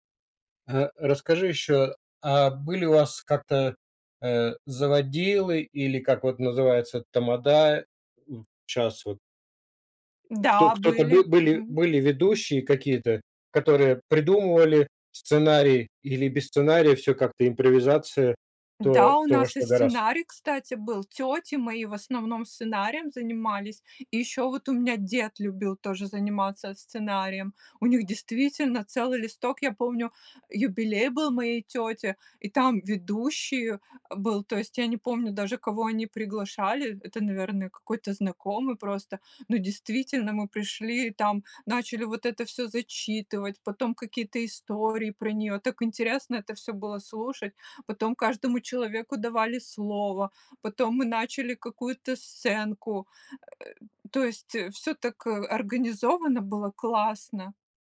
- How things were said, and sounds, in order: other background noise; tapping
- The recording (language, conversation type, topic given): Russian, podcast, Как проходили семейные праздники в твоём детстве?